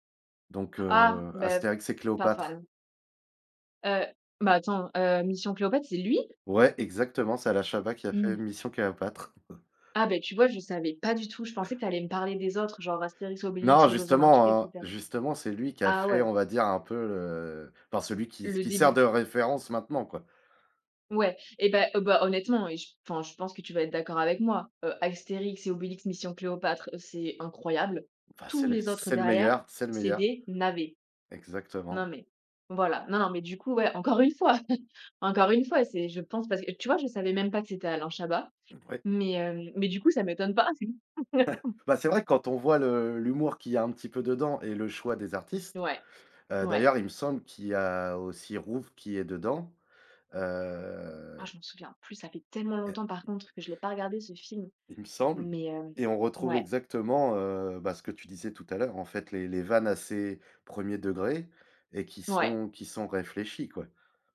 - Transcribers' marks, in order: chuckle; laughing while speaking: "une fois"; chuckle
- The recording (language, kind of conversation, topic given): French, podcast, Quel livre ou quel film t’accompagne encore au fil des années ?